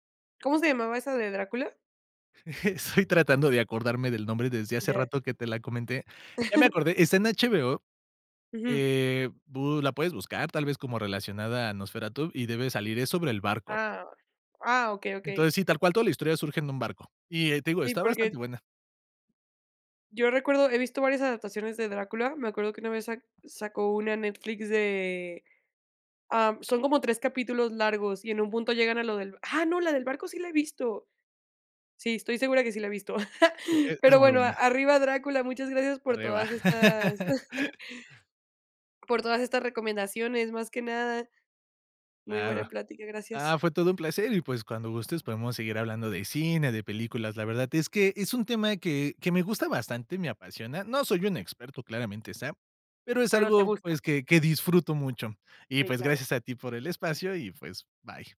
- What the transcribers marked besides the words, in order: chuckle; chuckle; laugh; laugh
- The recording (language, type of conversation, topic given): Spanish, podcast, ¿Cómo adaptas un libro a la pantalla sin perder su alma?